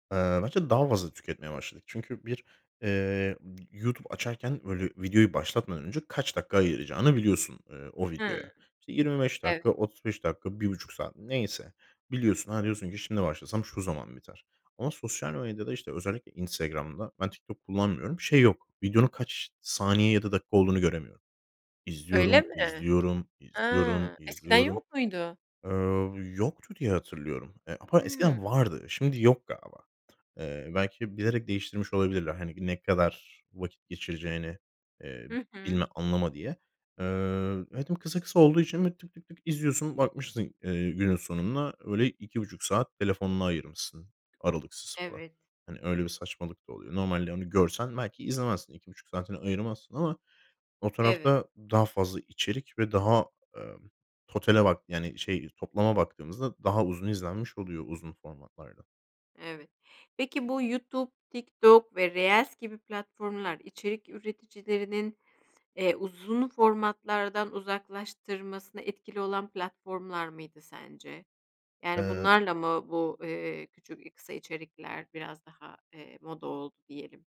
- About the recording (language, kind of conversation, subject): Turkish, podcast, Kısa videolar, uzun formatlı içerikleri nasıl geride bıraktı?
- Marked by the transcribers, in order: tapping; other background noise